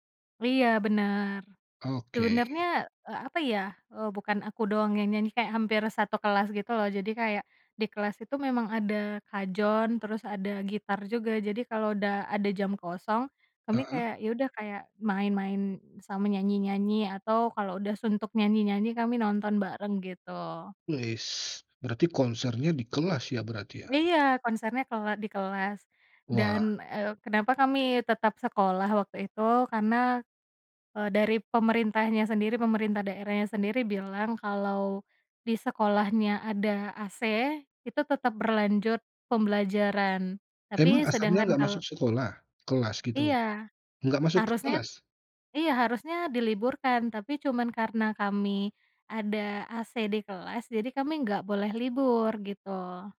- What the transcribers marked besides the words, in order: none
- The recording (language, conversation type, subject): Indonesian, podcast, Lagu apa yang mengingatkanmu pada masa SMA?
- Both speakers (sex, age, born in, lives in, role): female, 25-29, Indonesia, Indonesia, guest; male, 35-39, Indonesia, Indonesia, host